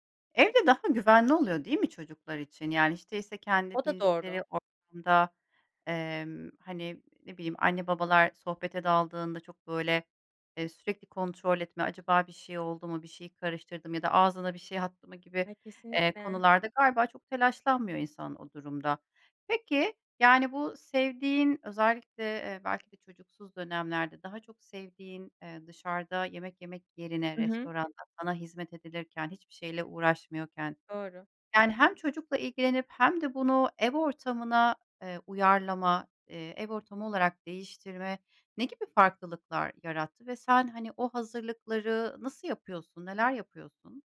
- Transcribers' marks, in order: none
- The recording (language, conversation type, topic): Turkish, podcast, Bütçe kısıtlıysa kutlama yemeğini nasıl hazırlarsın?